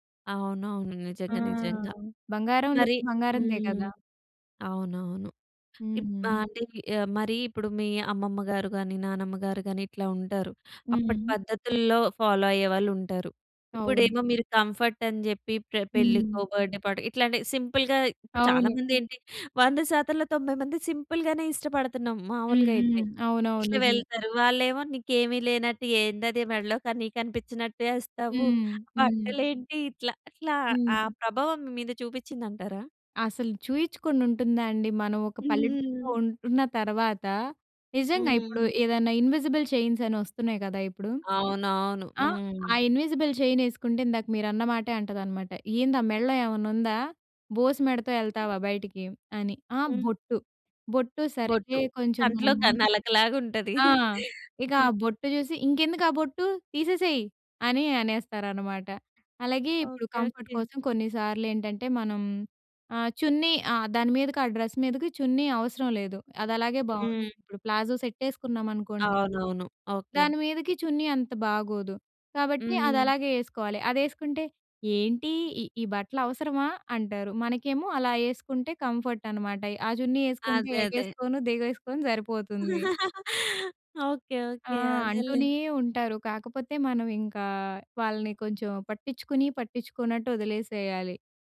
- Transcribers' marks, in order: in English: "లుక్"; in English: "ఫాలో"; in English: "కంఫర్ట్"; in English: "బర్త్‌డే పార్టీ"; in English: "సింపుల్‌గా"; in English: "సింపుల్‌గానే"; other background noise; other noise; in English: "ఇన్విజిబుల్ చైన్స్"; in English: "ఇన్విజిబుల్ చైన్"; laughing while speaking: "క నలకలాగుంటది"; in English: "కంఫర్ట్"; in English: "డ్రెస్"; in English: "ప్లాజో సెట్"; in English: "కంఫర్ట్"; laughing while speaking: "ఎగేసుకొను, దిగేసుకొను సరిపోతుంది"; laugh
- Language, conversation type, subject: Telugu, podcast, సౌకర్యం కంటే స్టైల్‌కి మీరు ముందుగా ఎంత ప్రాధాన్యం ఇస్తారు?